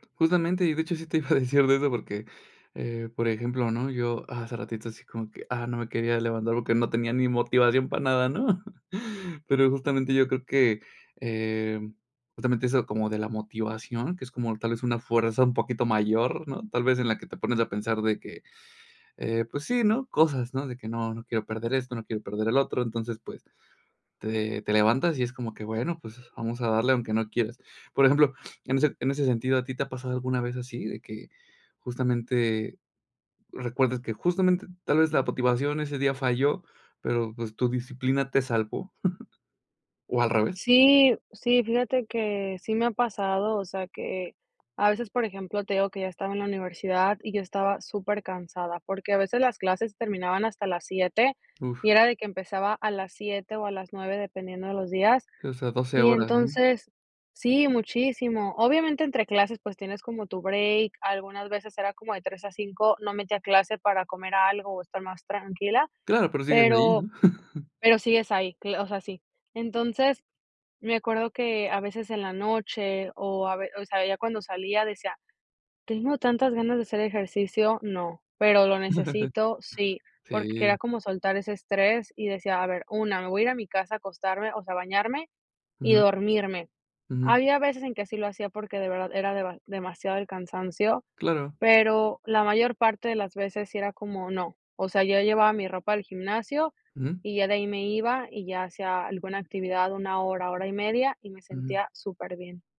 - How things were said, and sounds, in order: chuckle; sniff; chuckle; chuckle; laugh
- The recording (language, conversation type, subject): Spanish, podcast, ¿Qué papel tiene la disciplina frente a la motivación para ti?